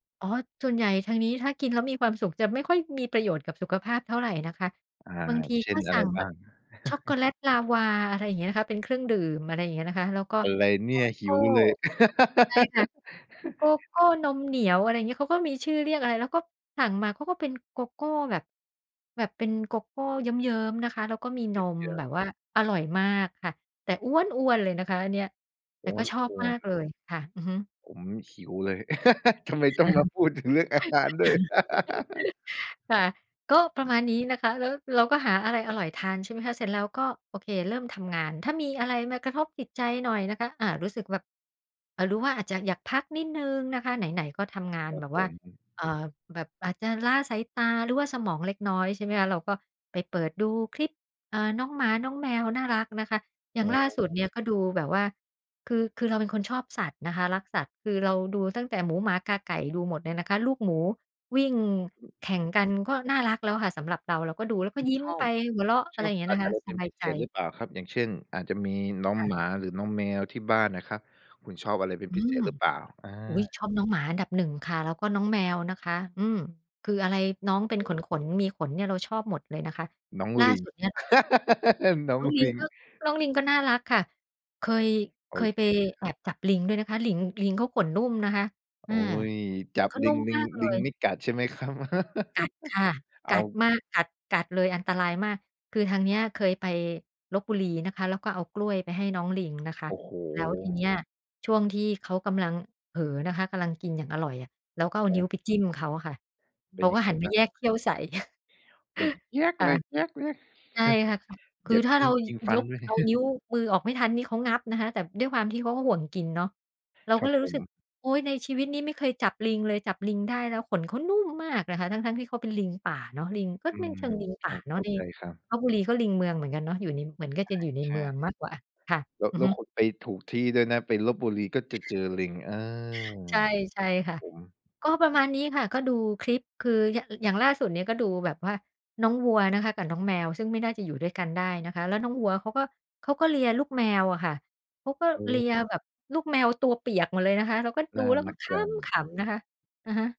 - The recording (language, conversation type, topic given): Thai, podcast, กิจวัตรดูแลใจประจำวันของคุณเป็นอย่างไรบ้าง?
- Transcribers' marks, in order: chuckle; laugh; laugh; laughing while speaking: "ทำไมต้องมาพูดถึงเรื่องอาหารด้วย ?"; chuckle; laugh; tapping; laugh; laughing while speaking: "น้องลิง"; other background noise; chuckle; chuckle; put-on voice: "เจี๊ยกเลย เจี๊ยกเลย"; chuckle; "แบบ" said as "แหยบ"; chuckle; stressed: "นุ่ม"